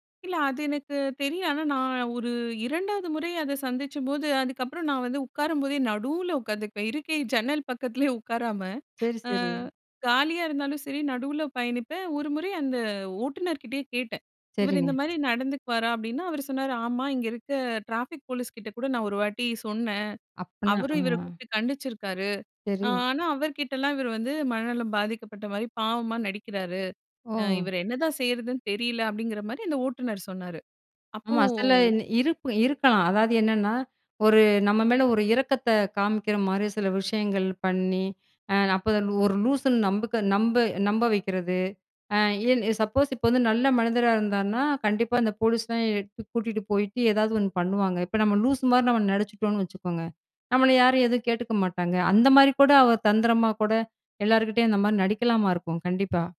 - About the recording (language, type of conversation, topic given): Tamil, podcast, பயணத்தின் போது உங்களுக்கு ஏற்பட்ட மிகப் பெரிய அச்சம் என்ன, அதை நீங்கள் எப்படிக் கடந்து வந்தீர்கள்?
- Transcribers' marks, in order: laughing while speaking: "ஜன்னல் பக்கத்திலேயே"; in English: "டிராபிக் போலீஸ்"; other background noise